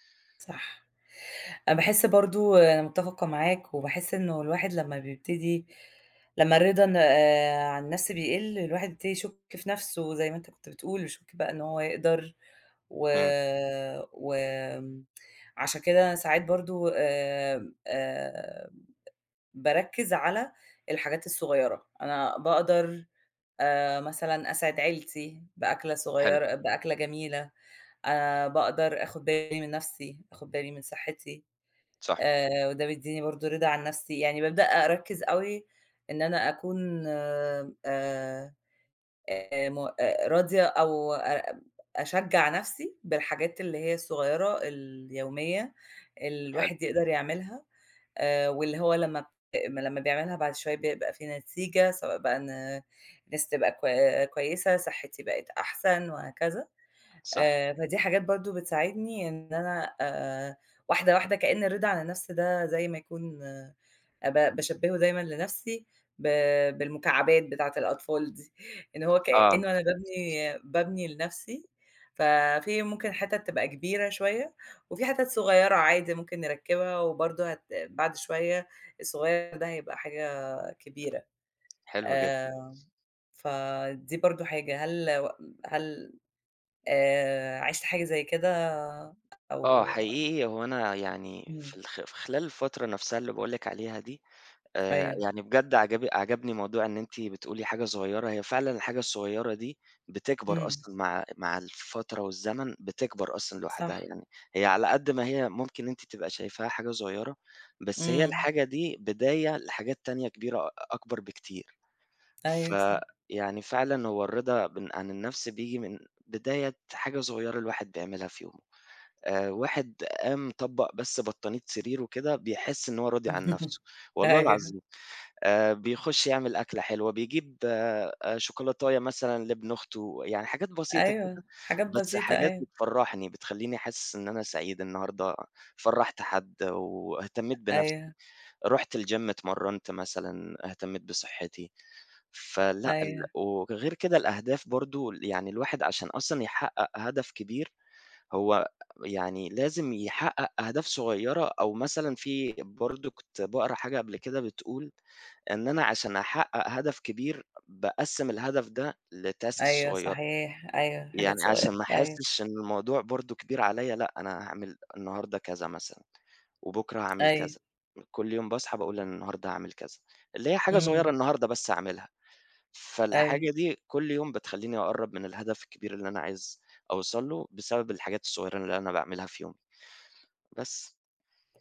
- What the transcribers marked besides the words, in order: tsk; tapping; chuckle; chuckle; laughing while speaking: "أيوه"; in English: "الGym"; in English: "لtasks"
- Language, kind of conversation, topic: Arabic, unstructured, إيه اللي بيخلّيك تحس بالرضا عن نفسك؟
- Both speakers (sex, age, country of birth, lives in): female, 40-44, Egypt, United States; male, 25-29, United Arab Emirates, Egypt